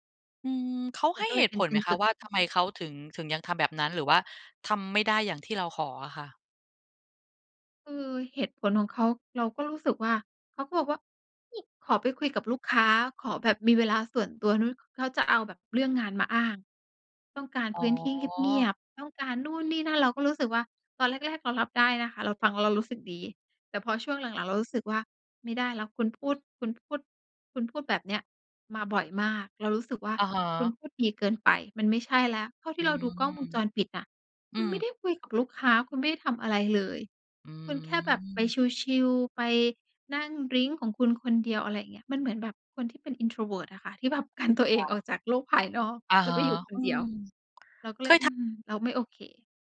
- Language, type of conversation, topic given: Thai, advice, ฉันควรจัดการอารมณ์และปฏิกิริยาที่เกิดซ้ำๆ ในความสัมพันธ์อย่างไร?
- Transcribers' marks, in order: tapping; in English: "introvert"; laughing while speaking: "กันตัวเอง"; laughing while speaking: "ภายนอก"